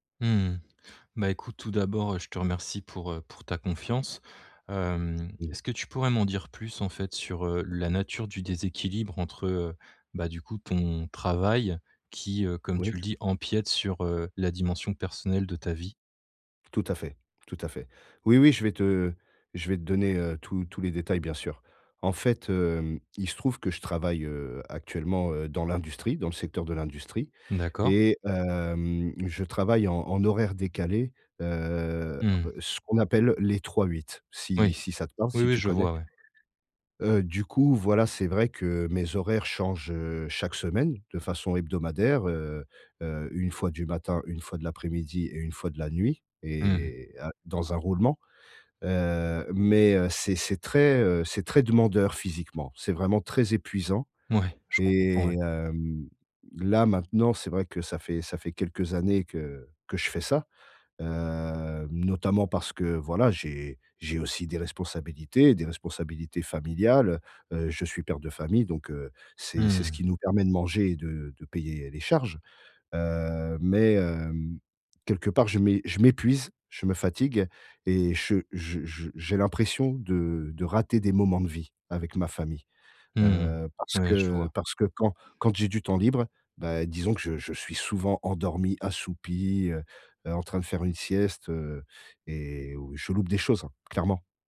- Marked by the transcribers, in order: none
- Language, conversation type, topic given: French, advice, Comment gérer la culpabilité liée au déséquilibre entre vie professionnelle et vie personnelle ?